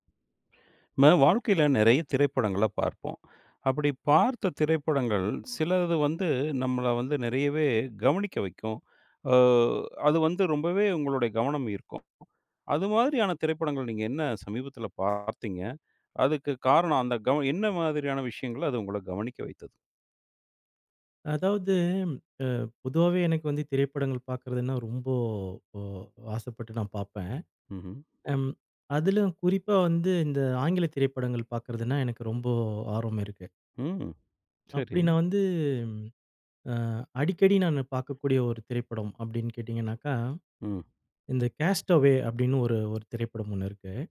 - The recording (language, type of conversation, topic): Tamil, podcast, ஒரு திரைப்படம் உங்களின் கவனத்தை ஈர்த்ததற்கு காரணம் என்ன?
- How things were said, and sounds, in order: "நம்ம" said as "நம"; drawn out: "அ"; other background noise